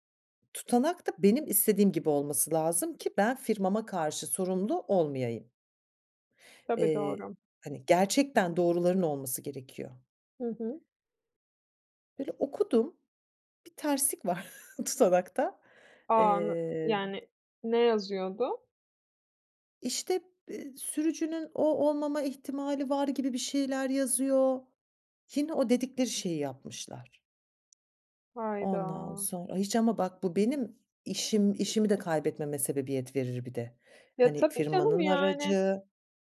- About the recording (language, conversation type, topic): Turkish, podcast, Seni beklenmedik şekilde şaşırtan bir karşılaşma hayatını nasıl etkiledi?
- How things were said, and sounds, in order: chuckle; drawn out: "Hayda"; drawn out: "aracı"